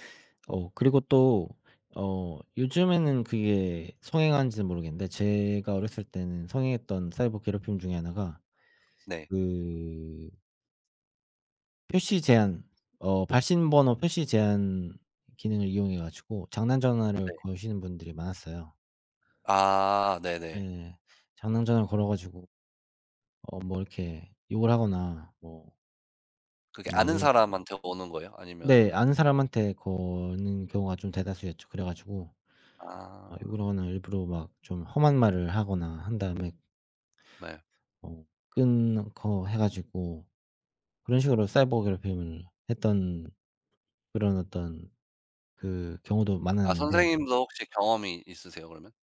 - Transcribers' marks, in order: other background noise; tapping
- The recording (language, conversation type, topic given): Korean, unstructured, 사이버 괴롭힘에 어떻게 대처하는 것이 좋을까요?